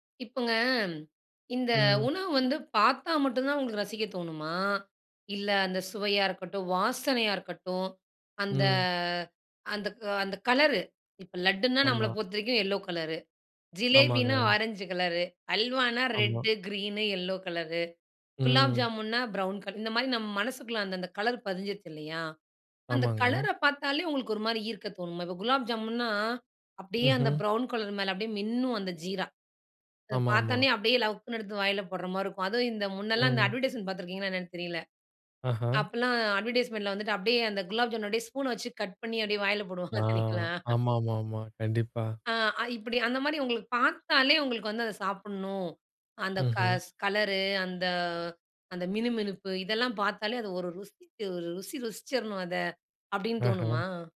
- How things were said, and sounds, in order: drawn out: "அந்த"; in English: "எல்லோ"; in English: "ரெட், கிரீன், எல்லோ"; horn; in English: "ப்ரவுன்"; in English: "ப்ரவுன்"; in English: "அட்வர்டைஸ்மென்ட்"; in English: "அட்வர்டைஸ்மென்ட்ல"; in English: "கட்"; laughing while speaking: "அப்டியே வாயில போடுவாங்க. பார்தீங்களா?"
- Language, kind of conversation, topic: Tamil, podcast, ஒரு தெருவோர உணவுக் கடை அருகே சில நிமிடங்கள் நின்றபோது உங்களுக்குப் பிடித்ததாக இருந்த அனுபவத்தைப் பகிர முடியுமா?